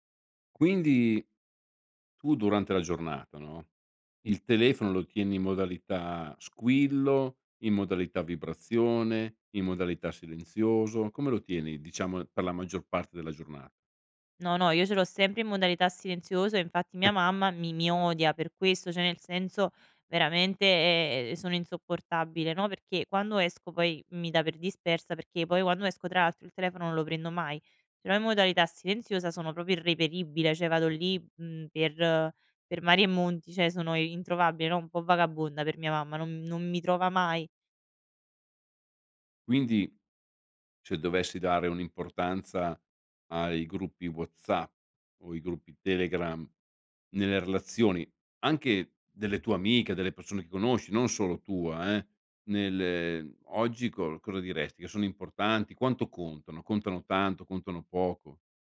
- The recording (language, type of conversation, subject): Italian, podcast, Che ruolo hanno i gruppi WhatsApp o Telegram nelle relazioni di oggi?
- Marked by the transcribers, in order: giggle